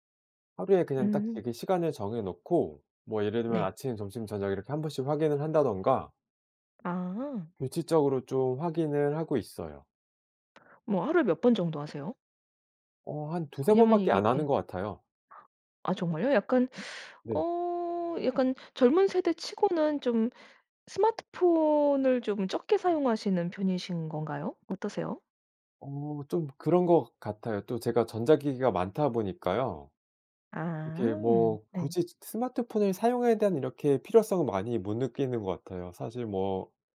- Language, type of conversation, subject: Korean, podcast, 디지털 기기로 인한 산만함을 어떻게 줄이시나요?
- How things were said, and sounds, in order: other background noise; teeth sucking; tapping